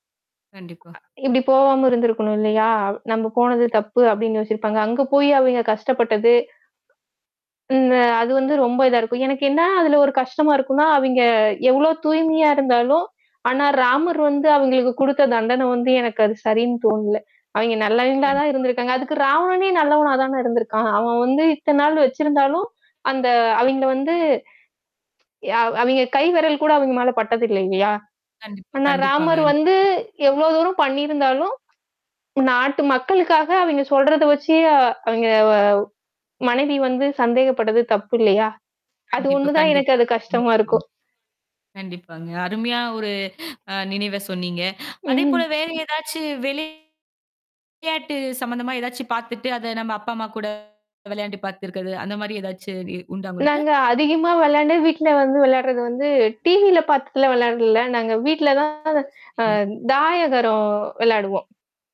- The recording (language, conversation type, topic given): Tamil, podcast, சிறுவயதில் நீங்கள் ரசித்து பார்த்த தொலைக்காட்சி நிகழ்ச்சி எது?
- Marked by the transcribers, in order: other noise; static; distorted speech; unintelligible speech